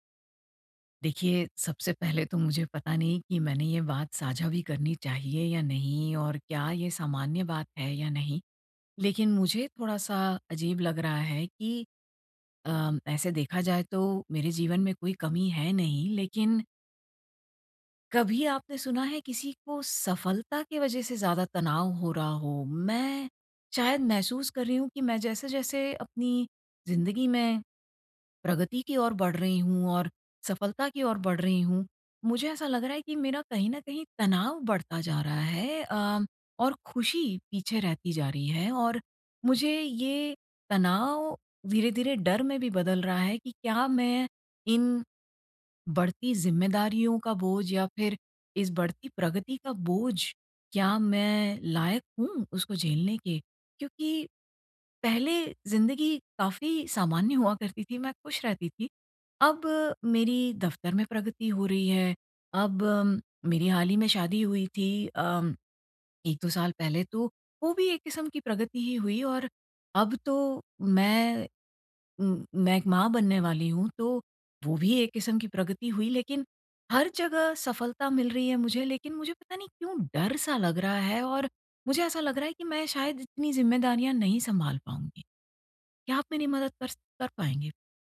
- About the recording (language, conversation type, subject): Hindi, advice, सफलता के दबाव से निपटना
- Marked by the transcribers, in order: none